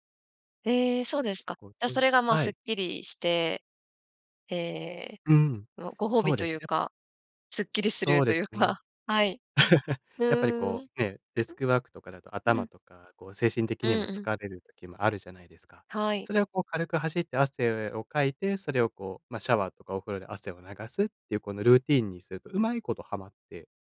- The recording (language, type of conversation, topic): Japanese, podcast, 習慣を身につけるコツは何ですか？
- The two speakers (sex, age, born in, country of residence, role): female, 35-39, Japan, Japan, host; male, 25-29, Japan, Portugal, guest
- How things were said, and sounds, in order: laugh